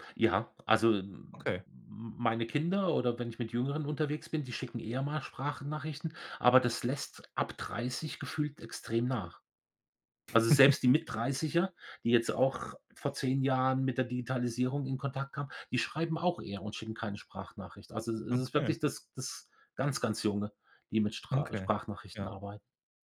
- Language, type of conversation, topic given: German, podcast, Wann rufst du lieber an, statt zu schreiben?
- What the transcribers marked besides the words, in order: chuckle